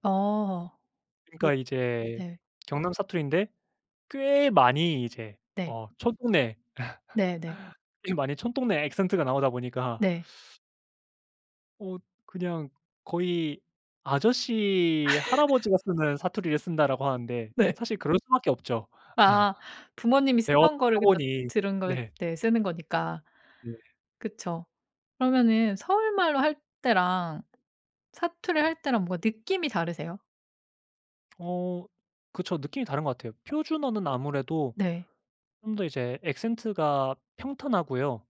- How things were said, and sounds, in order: other background noise; laugh; laugh; laughing while speaking: "네"; laugh; tapping
- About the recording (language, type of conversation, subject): Korean, podcast, 사투리나 말투가 당신에게 어떤 의미인가요?